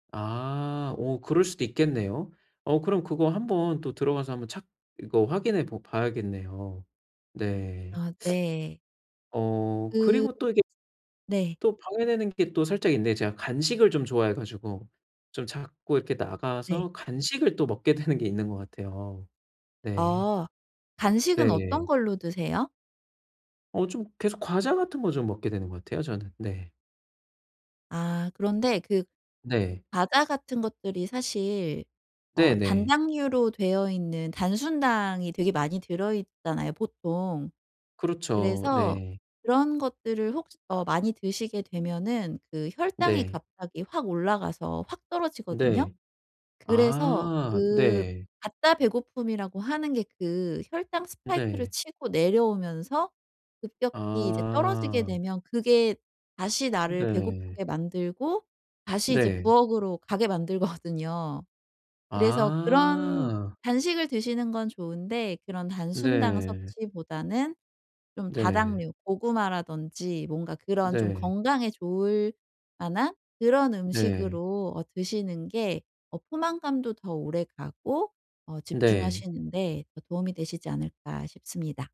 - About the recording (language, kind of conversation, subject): Korean, advice, 집중 시간과 휴식의 균형을 어떻게 맞추면 더 효율적으로 공부할 수 있을까요?
- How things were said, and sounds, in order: laughing while speaking: "되는"; laughing while speaking: "만들거든요"